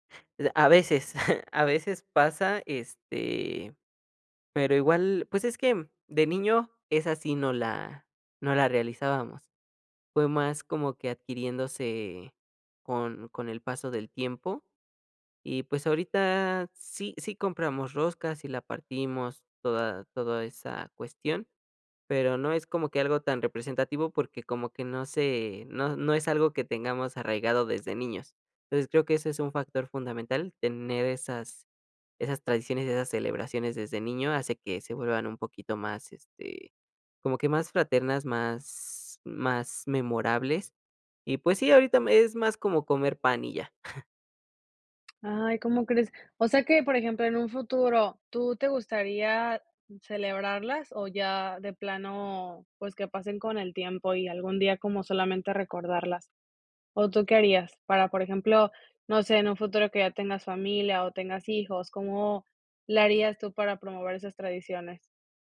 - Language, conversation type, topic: Spanish, podcast, ¿Has cambiado alguna tradición familiar con el tiempo? ¿Cómo y por qué?
- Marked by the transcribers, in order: chuckle; chuckle; tapping